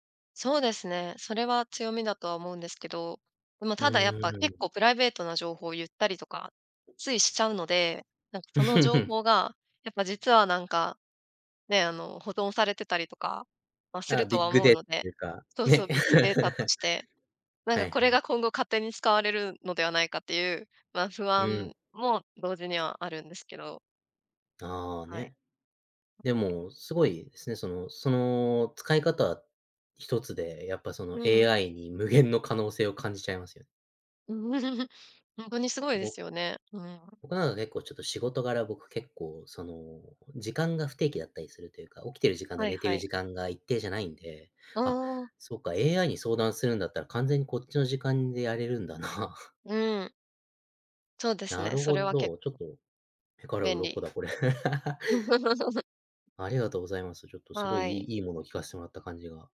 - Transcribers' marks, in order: chuckle; giggle; other noise; chuckle; laughing while speaking: "やれるんだな"; chuckle; tapping; laugh
- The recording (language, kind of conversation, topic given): Japanese, podcast, 普段、どのような場面でAIツールを使っていますか？